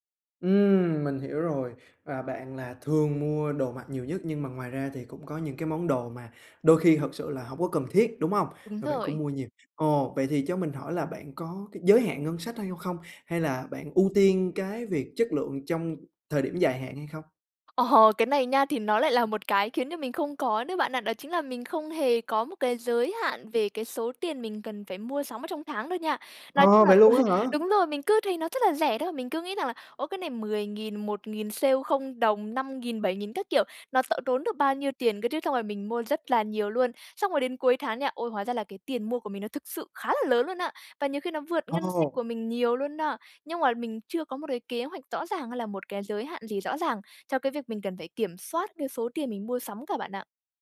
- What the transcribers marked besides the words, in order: tapping; laughing while speaking: "Ờ"; other background noise; laughing while speaking: "ừ"
- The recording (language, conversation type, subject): Vietnamese, advice, Làm thế nào để ưu tiên chất lượng hơn số lượng khi mua sắm?